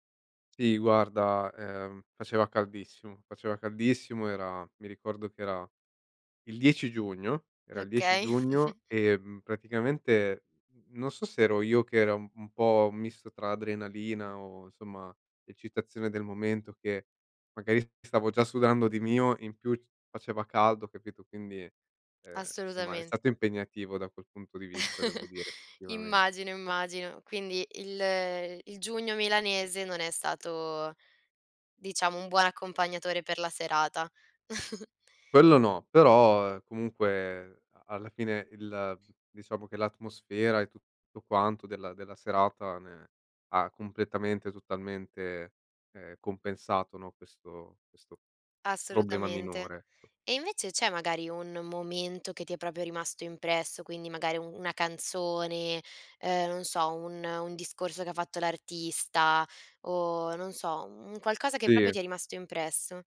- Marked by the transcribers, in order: chuckle; chuckle; chuckle
- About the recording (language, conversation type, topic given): Italian, podcast, Raccontami di un concerto che non dimenticherai